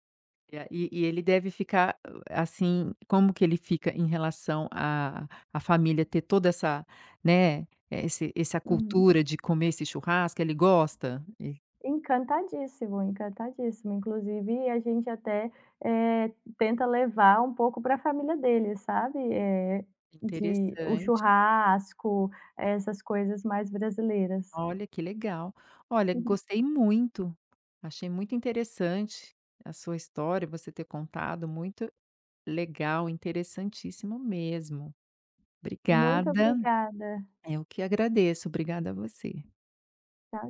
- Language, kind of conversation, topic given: Portuguese, podcast, Qual é o papel da comida nas lembranças e nos encontros familiares?
- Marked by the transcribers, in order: tapping